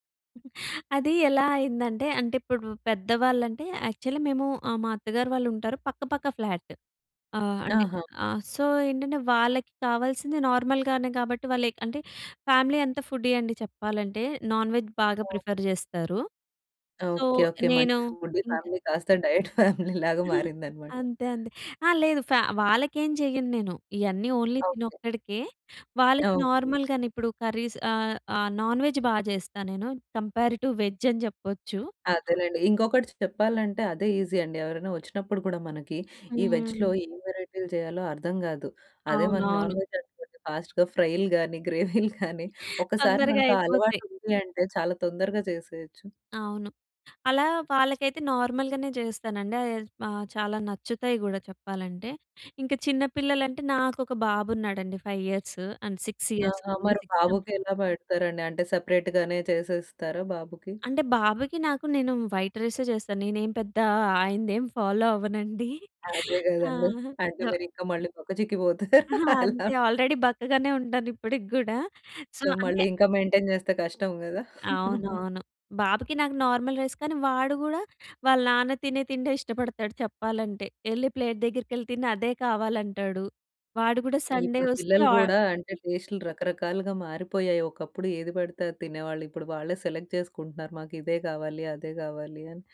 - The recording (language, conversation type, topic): Telugu, podcast, డైట్ పరిమితులు ఉన్నవారికి రుచిగా, ఆరోగ్యంగా అనిపించేలా వంటలు ఎలా తయారు చేస్తారు?
- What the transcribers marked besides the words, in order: other noise; in English: "యాక్చువల్లీ"; in English: "ఫ్లాట్"; in English: "సో"; in English: "నార్మల్‌గానే"; in English: "ఫ్యామిలీ"; in English: "ఫుడ్డీ"; in English: "నాన్ వెజ్"; in English: "ప్రిఫర్"; in English: "ఫుడ్ ఫ్యామిలీ"; in English: "సో"; giggle; in English: "డైట్ ఫ్యామిలీ"; giggle; in English: "ఓన్లీ"; "తనొక్కడికే" said as "తినొక్కడికే"; in English: "నార్మల్‌గానే"; in English: "కర్రీస్"; in English: "నాన్ వేజ్"; in English: "కంపారెడ్ టు వెజ్"; other background noise; in English: "ఈజీ"; in English: "వెజ్‌లో"; in English: "నాన్ వెజ్"; in English: "ఫాస్ట్‌గా"; gasp; in English: "నార్మల్‌గనే"; in English: "ఫైవ్ ఇయర్స్ అండ్ సిక్స్ ఇయర్స్"; in English: "సెపరేట్"; in English: "వైట్"; in English: "ఫాలో"; laughing while speaking: "చిక్కిపోతారు, అలా"; in English: "ఆల్రెడీ"; in English: "సో"; in English: "సో"; in English: "మెయింటైన్"; giggle; in English: "నార్మల్ రైస్"; in English: "ప్లేట్"; in English: "సండే"; in English: "సెలెక్ట్"